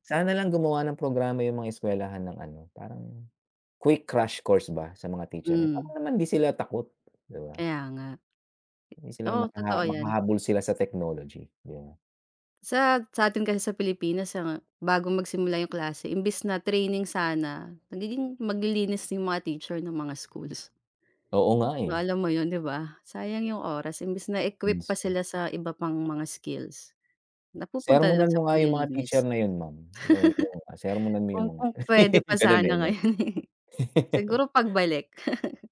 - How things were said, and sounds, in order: laugh; laugh
- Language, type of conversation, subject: Filipino, unstructured, Paano mo ipapaliwanag sa mga magulang ang kahalagahan ng pag-aaral sa internet, at ano ang masasabi mo sa takot ng iba sa paggamit ng teknolohiya sa paaralan?